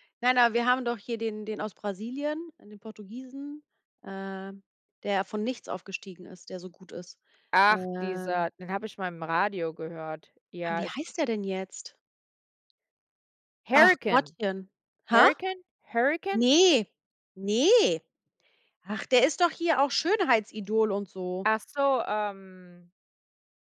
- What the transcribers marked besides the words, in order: drawn out: "ähm"; stressed: "nichts"; drawn out: "Ähm"; stressed: "ne"; drawn out: "ähm"
- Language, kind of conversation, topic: German, unstructured, Ist es gerecht, dass Profisportler so hohe Gehälter bekommen?